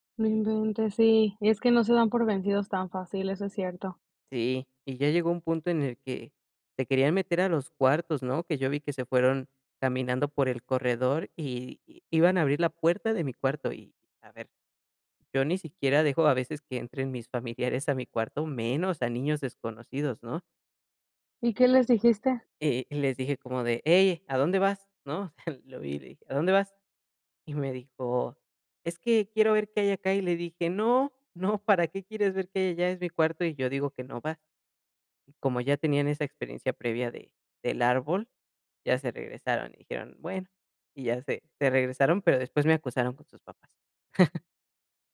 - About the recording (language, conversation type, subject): Spanish, podcast, ¿Cómo compartes tus valores con niños o sobrinos?
- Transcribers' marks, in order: chuckle; chuckle